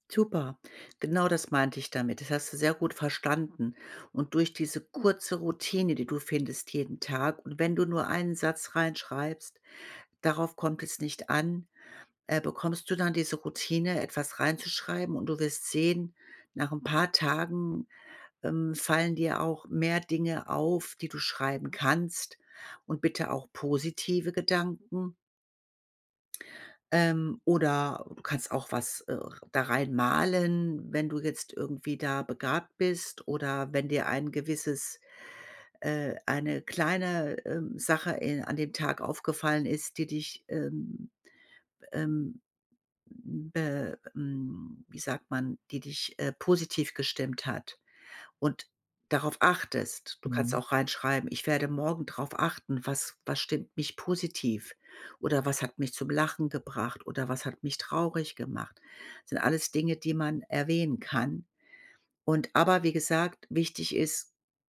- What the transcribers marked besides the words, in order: none
- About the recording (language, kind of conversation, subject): German, advice, Wie kann mir ein Tagebuch beim Reflektieren helfen?